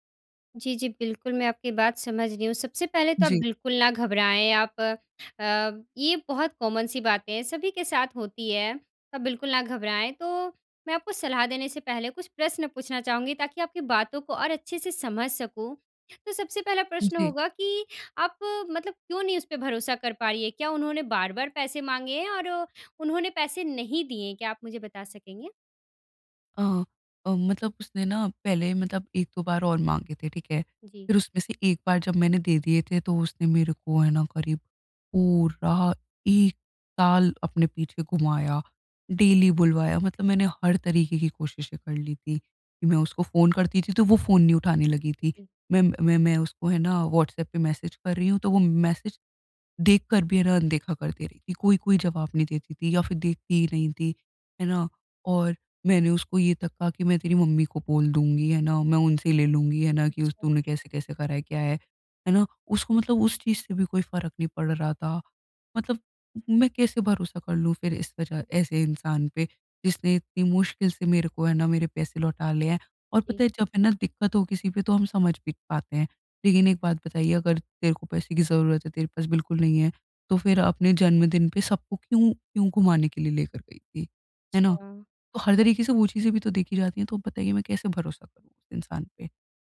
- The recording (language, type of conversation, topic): Hindi, advice, किसी पर भरोसा करने की कठिनाई
- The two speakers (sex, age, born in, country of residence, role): female, 20-24, India, India, advisor; female, 20-24, India, India, user
- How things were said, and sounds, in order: in English: "कॉमन"; in English: "डेली"